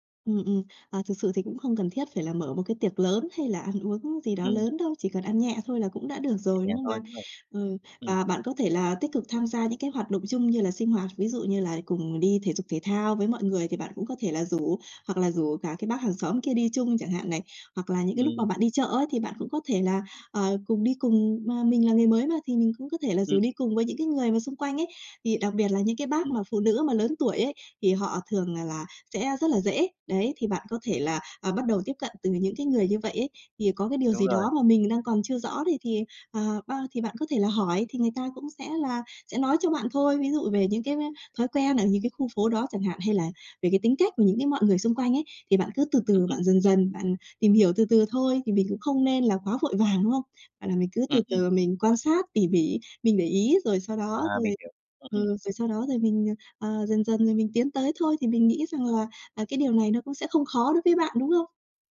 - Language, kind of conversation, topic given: Vietnamese, advice, Làm sao để thích nghi khi chuyển đến một thành phố khác mà chưa quen ai và chưa quen môi trường xung quanh?
- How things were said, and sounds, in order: other background noise; tapping; unintelligible speech